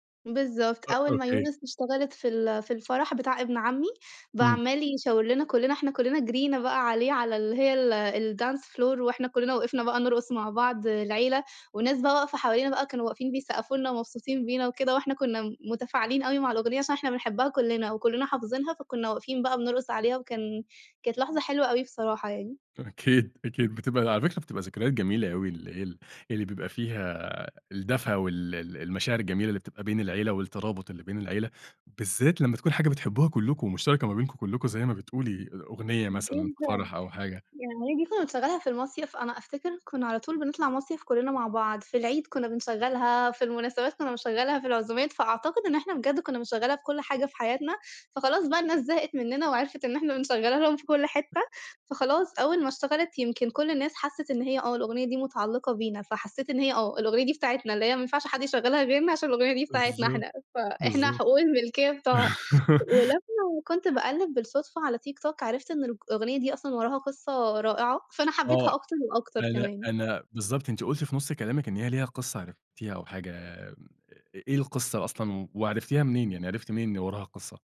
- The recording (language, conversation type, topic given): Arabic, podcast, إيه الأغنية اللي مرتبطة بعيلتك؟
- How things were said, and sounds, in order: in English: "الdance floor"; tapping; laugh